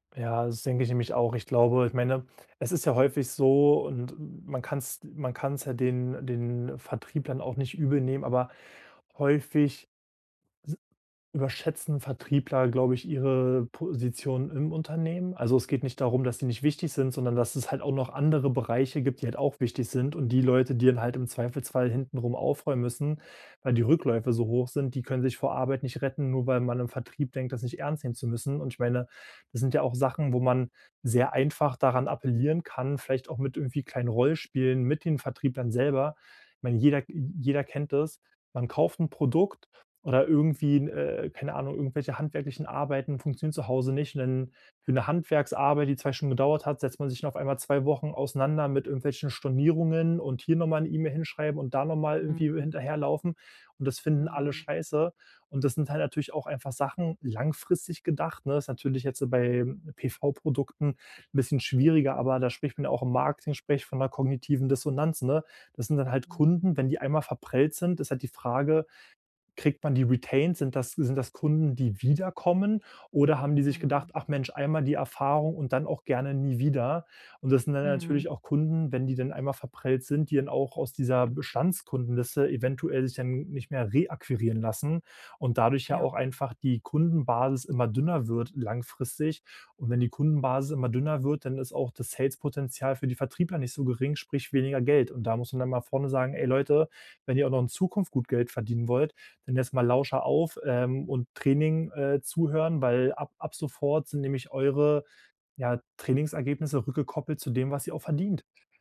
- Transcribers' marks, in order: in English: "Retains?"
- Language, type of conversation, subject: German, advice, Wie erkläre ich komplexe Inhalte vor einer Gruppe einfach und klar?